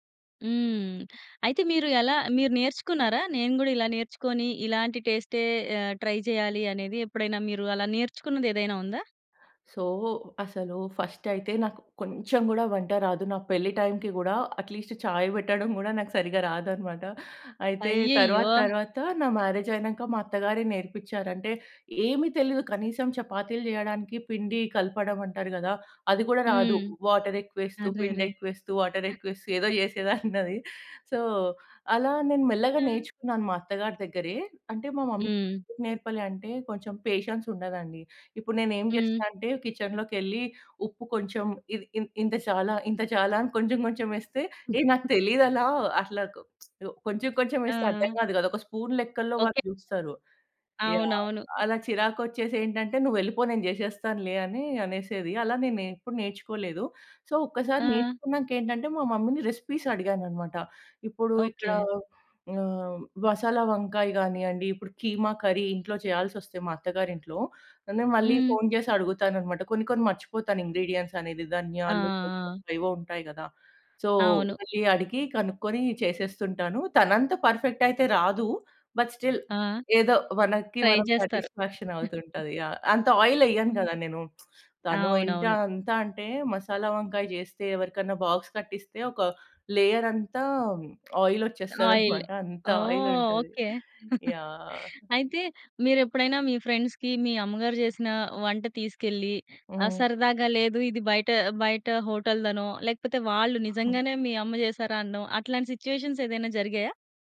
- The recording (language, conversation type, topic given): Telugu, podcast, అమ్మ వంటల్లో మనసు నిండేలా చేసే వంటకాలు ఏవి?
- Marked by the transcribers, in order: in English: "ట్రై"; in English: "సో"; in English: "ఫస్ట్"; stressed: "కొంచెం"; in English: "అట్లీస్ట్"; in Hindi: "చాయ్"; in English: "మ్యారేజ్"; in English: "వాటర్"; other noise; in English: "వాటర్"; laughing while speaking: "చేసేదాన్నది"; in English: "సో"; in English: "మమ్మీ"; in English: "పేషెన్స్"; in English: "కిచెన్‌లోకి"; other background noise; in English: "స్పూన్"; in English: "సో"; in English: "మమ్మీ‌ని రెసిపీస్"; in English: "ఇంగ్రీడియెంట్స్"; in English: "సో"; in English: "ట్రై"; in English: "పర్ఫెక్ట్"; in English: "బట్ స్టిల్"; in English: "సాటిస్‌ఫాక్షన్"; in English: "ఆయిల్"; lip smack; in English: "బాక్స్"; in English: "ఆయిల్"; in English: "ఆయిల్"; chuckle; in English: "ఫ్రెండ్స్‌కి"; in English: "సిట్యుయేషన్స్"